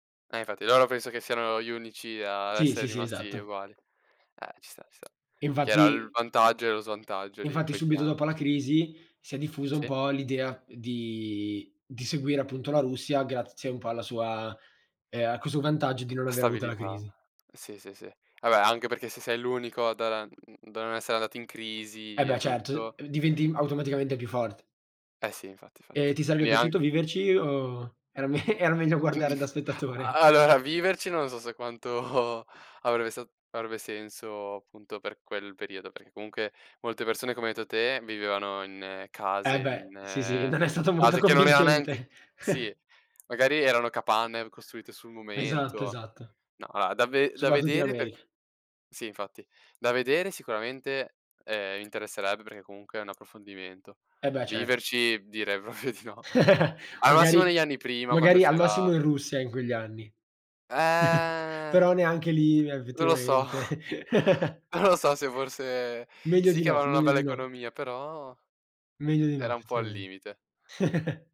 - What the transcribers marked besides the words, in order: other background noise; laughing while speaking: "me"; chuckle; laughing while speaking: "stato"; chuckle; tapping; laughing while speaking: "proprio"; chuckle; drawn out: "Eh"; chuckle; laughing while speaking: "effettivamente"; chuckle; chuckle
- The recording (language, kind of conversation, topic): Italian, unstructured, Qual è un evento storico che ti ha sempre incuriosito?
- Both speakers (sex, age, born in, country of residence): male, 18-19, Italy, Italy; male, 18-19, Italy, Italy